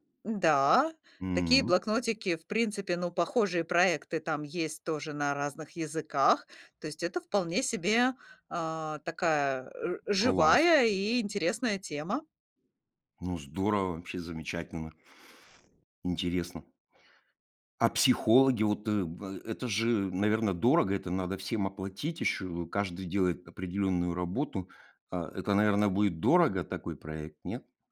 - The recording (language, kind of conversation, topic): Russian, podcast, Расскажи о своём любимом творческом проекте, который по‑настоящему тебя заводит?
- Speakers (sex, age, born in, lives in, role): female, 45-49, Russia, Spain, guest; male, 60-64, Russia, Germany, host
- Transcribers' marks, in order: tapping; other background noise